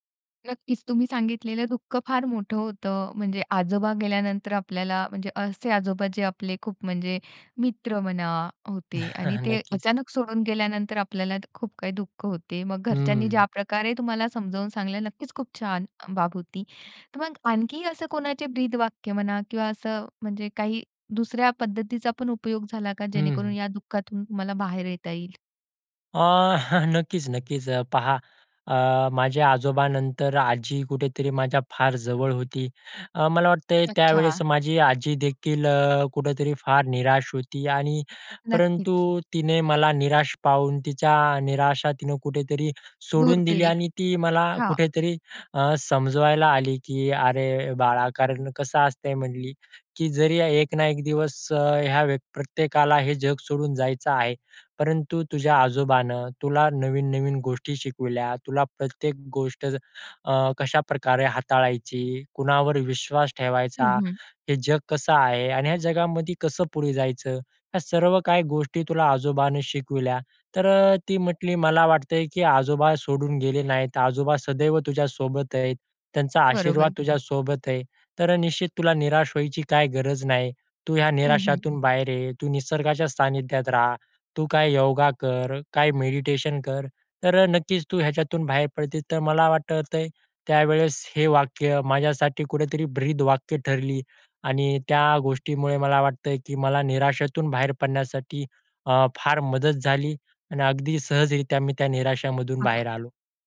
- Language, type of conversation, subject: Marathi, podcast, निराश वाटल्यावर तुम्ही स्वतःला प्रेरित कसे करता?
- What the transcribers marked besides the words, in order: chuckle; chuckle